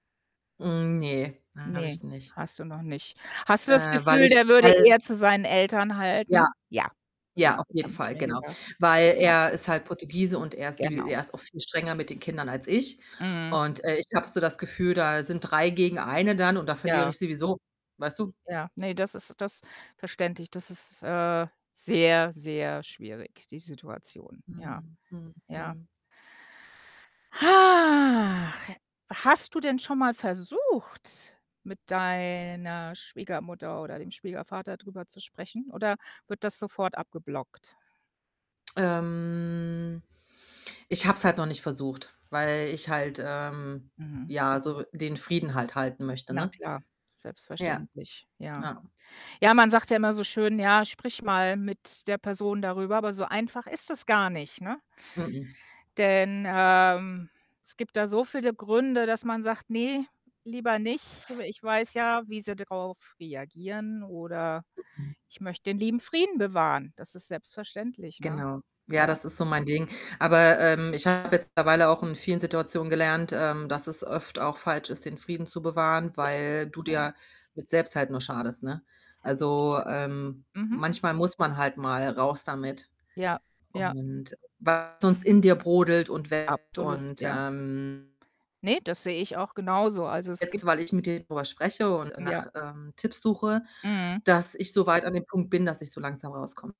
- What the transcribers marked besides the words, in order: distorted speech; other background noise; static; drawn out: "Hach"; stressed: "Hach"; drawn out: "Ähm"; drawn out: "Denn, ähm"; unintelligible speech
- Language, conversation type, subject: German, advice, Wie kann ich den Konflikt mit meinen Schwiegereltern über die Kindererziehung lösen?